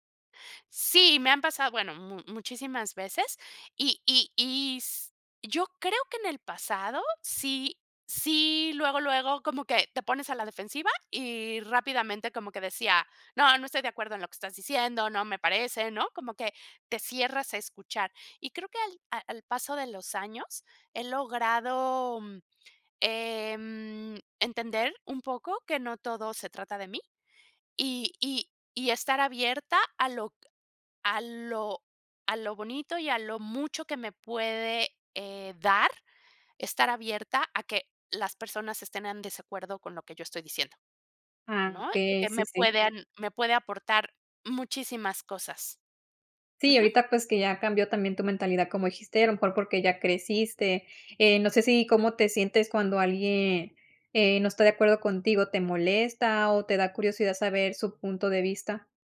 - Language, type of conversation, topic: Spanish, podcast, ¿Cómo sueles escuchar a alguien que no está de acuerdo contigo?
- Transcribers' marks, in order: other noise; other background noise